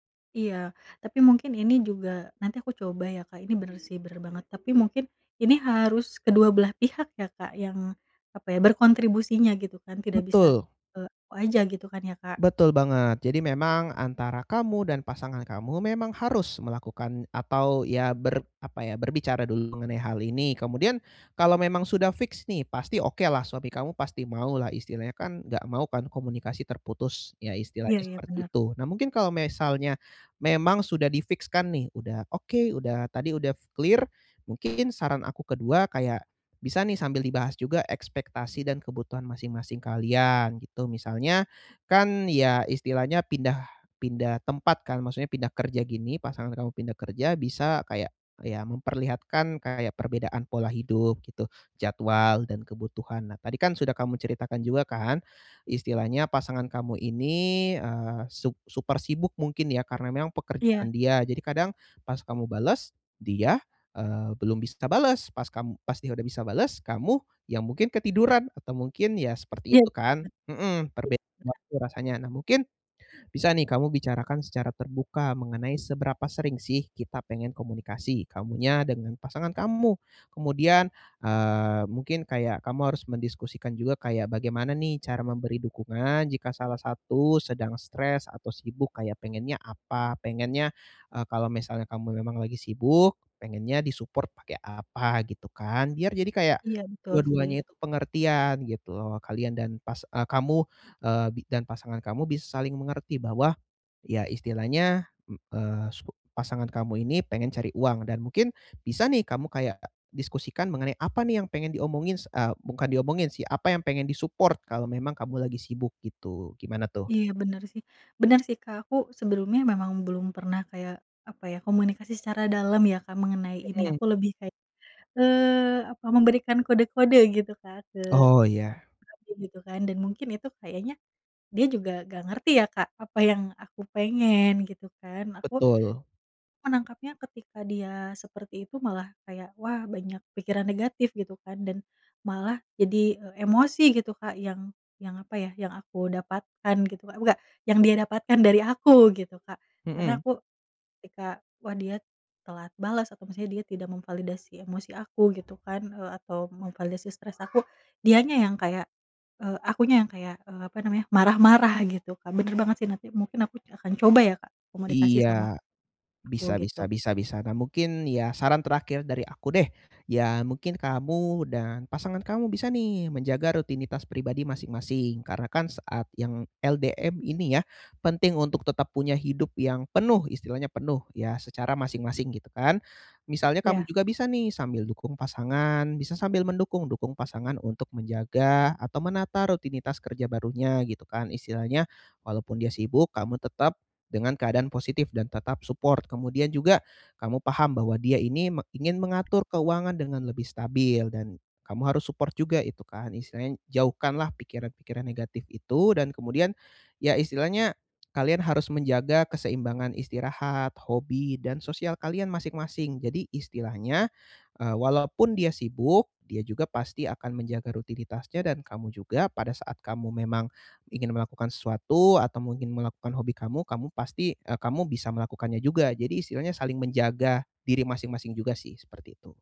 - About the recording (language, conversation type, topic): Indonesian, advice, Bagaimana kepindahan kerja pasangan ke kota lain memengaruhi hubungan dan rutinitas kalian, dan bagaimana kalian menatanya bersama?
- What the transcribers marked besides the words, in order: tapping; other background noise; in English: "di-support"; in English: "di-support"; background speech; in English: "LDM"; in English: "support"; in English: "support"